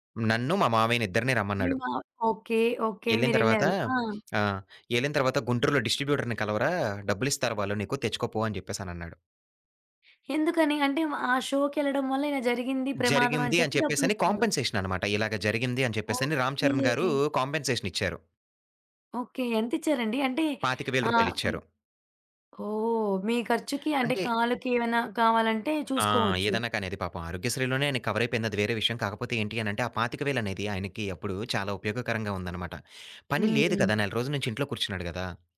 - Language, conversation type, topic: Telugu, podcast, ప్రత్యక్ష కార్యక్రమానికి వెళ్లేందుకు మీరు చేసిన ప్రయాణం గురించి ఒక కథ చెప్పగలరా?
- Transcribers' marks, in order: tapping; in English: "డిస్ట్రిబ్యూటర్‌ని"; other background noise; in English: "కాంపెన్సేషన్"; in English: "కాంపెన్సేషన్"